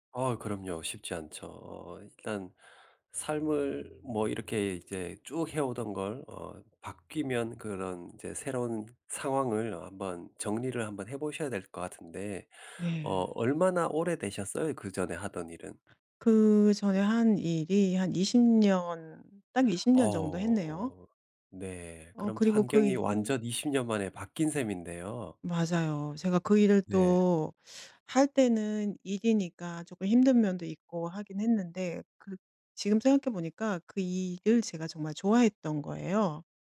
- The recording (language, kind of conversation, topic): Korean, advice, 삶의 우선순위를 어떻게 재정립하면 좋을까요?
- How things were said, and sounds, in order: other background noise